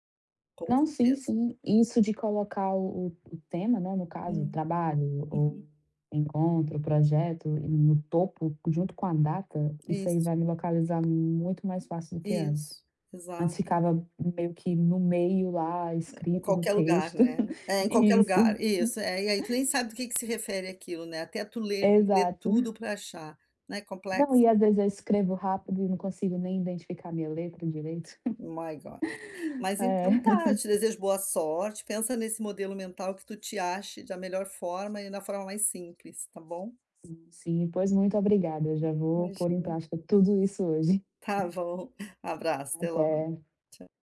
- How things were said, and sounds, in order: tapping; other background noise; chuckle; in English: "My God"; chuckle; laugh
- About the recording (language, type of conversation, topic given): Portuguese, advice, Como posso organizar melhor minhas notas e rascunhos?